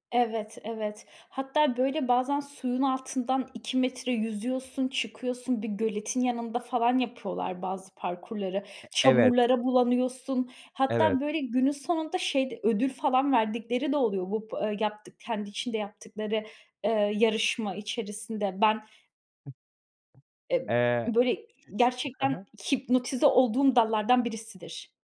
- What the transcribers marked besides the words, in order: tapping; other noise
- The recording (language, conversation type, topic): Turkish, podcast, Yeni bir hobiye nasıl başlarsınız?